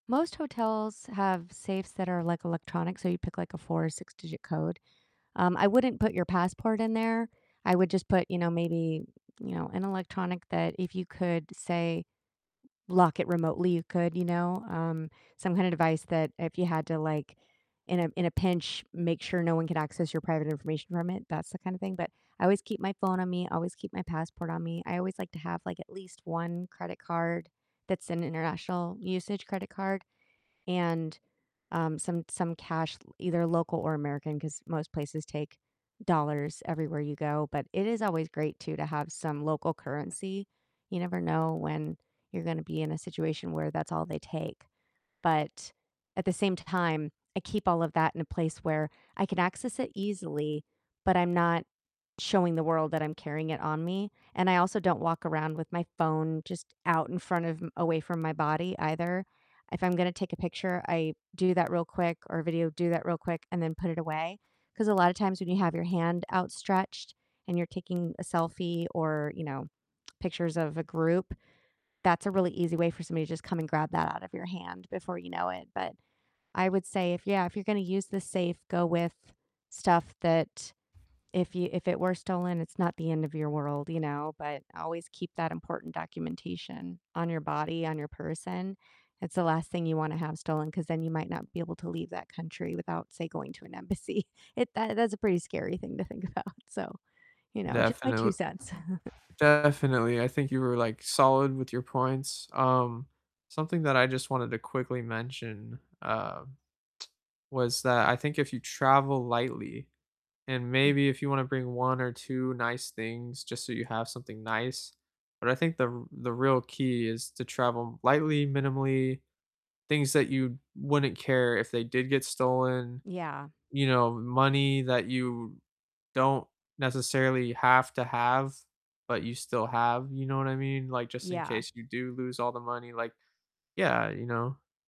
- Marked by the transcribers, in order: distorted speech; other background noise; static; laughing while speaking: "embassy"; laughing while speaking: "about"; chuckle; tapping
- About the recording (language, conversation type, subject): English, unstructured, Have you ever been scammed while traveling?